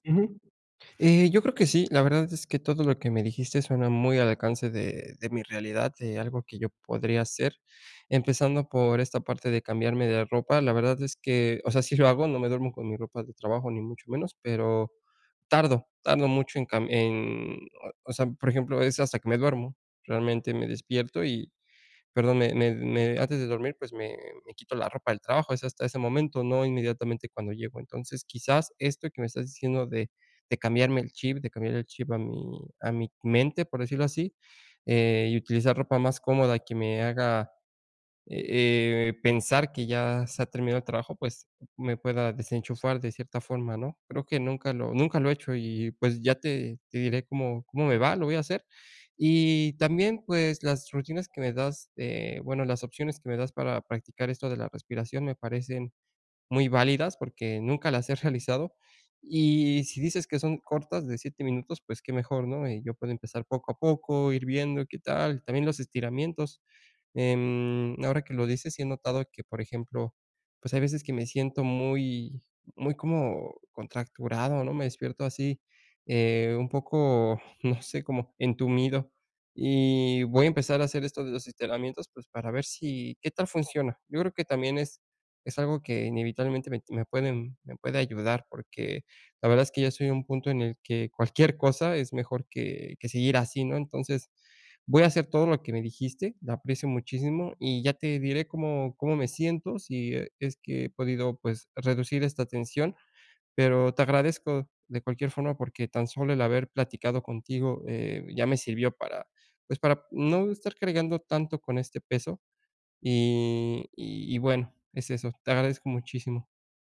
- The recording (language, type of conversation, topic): Spanish, advice, ¿Cómo puedo soltar la tensión después de un día estresante?
- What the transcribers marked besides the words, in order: other background noise